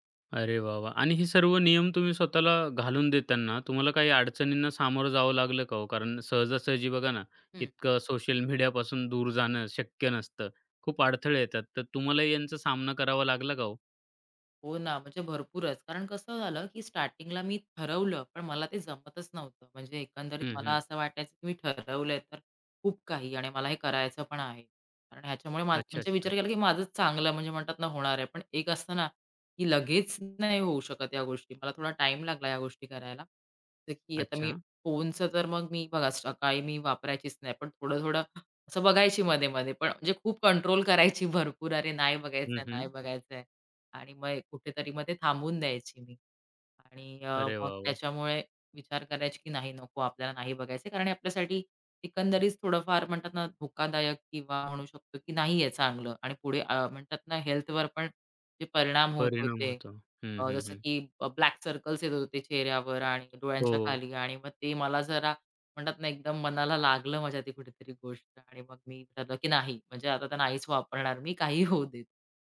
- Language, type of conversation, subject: Marathi, podcast, सकाळी तुम्ही फोन आणि समाजमाध्यमांचा वापर कसा आणि कोणत्या नियमांनुसार करता?
- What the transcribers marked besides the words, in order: other background noise; laughing while speaking: "अरे नाही बघायचंय, नाही बघायचंय"; tapping